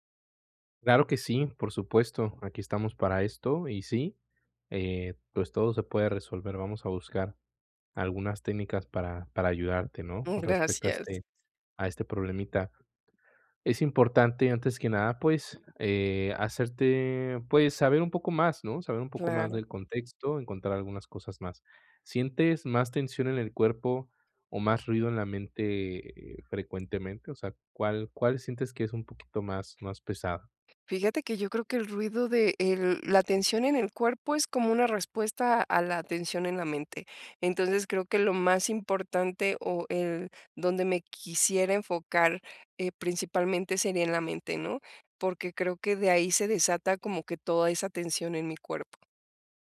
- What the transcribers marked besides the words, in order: other background noise
- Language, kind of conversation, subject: Spanish, advice, ¿Cómo puedo relajar el cuerpo y la mente rápidamente?